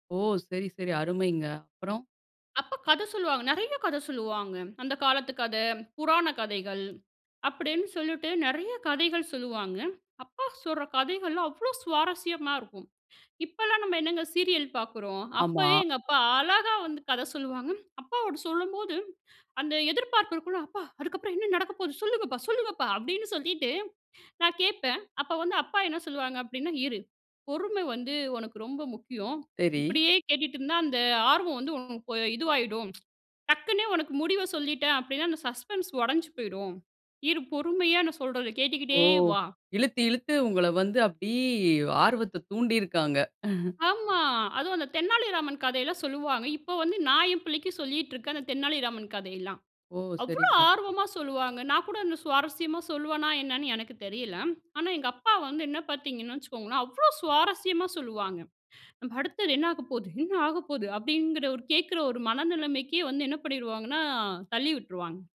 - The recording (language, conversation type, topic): Tamil, podcast, உங்கள் குழந்தைப் பருவத்தில் உங்களுக்கு உறுதுணையாக இருந்த ஹீரோ யார்?
- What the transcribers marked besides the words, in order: inhale; inhale; anticipating: "அப்பா! அதுக்கப்றம் என்ன நடக்கபோது, சொல்லுங்கப்பா, சொல்லுங்கப்பா!"; inhale; tsk; chuckle; other background noise; inhale; anticipating: "நம்ம அடுத்தது என்ன ஆகப்போது, என்ன ஆகப்போகுது!"